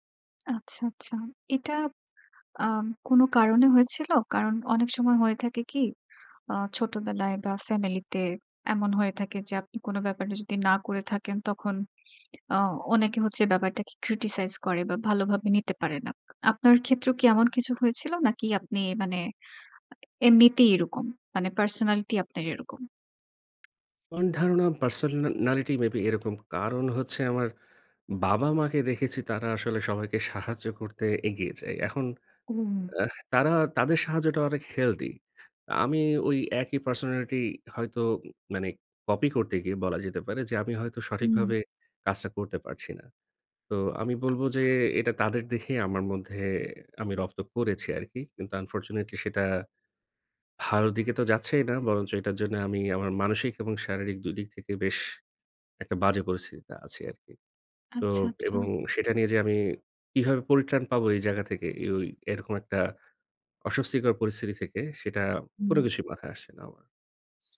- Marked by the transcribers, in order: in English: "criticize"; "পার্সোনালিটি" said as "পার্সোননালিটি"
- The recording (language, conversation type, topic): Bengali, advice, না বলতে না পারার কারণে অতিরিক্ত কাজ নিয়ে আপনার ওপর কি অতিরিক্ত চাপ পড়ছে?